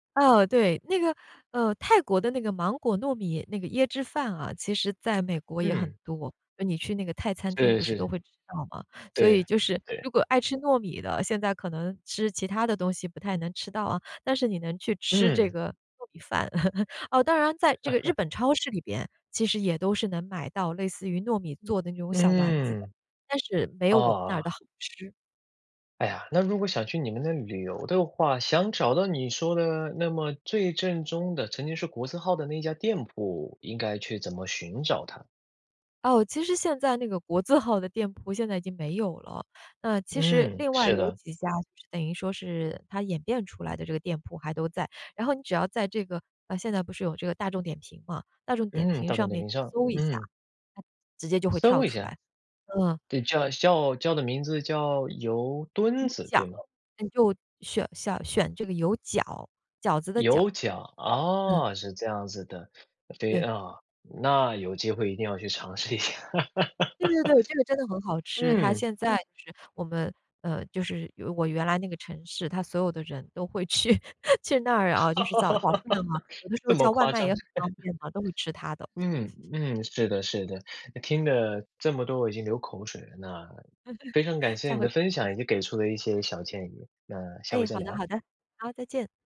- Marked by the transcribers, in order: laugh; laughing while speaking: "号的"; laugh; laughing while speaking: "去"; laugh; chuckle; other background noise; laugh
- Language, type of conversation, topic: Chinese, podcast, 你最喜欢的本地小吃是哪一种，为什么？